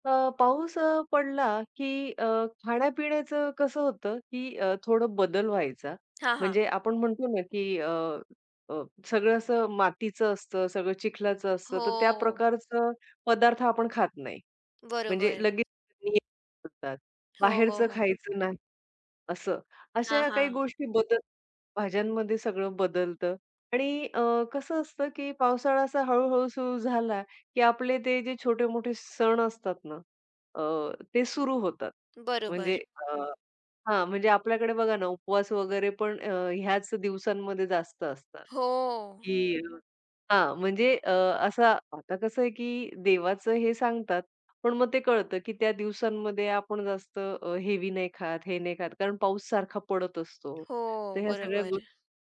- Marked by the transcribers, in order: tapping; unintelligible speech
- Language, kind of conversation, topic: Marathi, podcast, पाऊस सुरू झाला की तुला कोणती आठवण येते?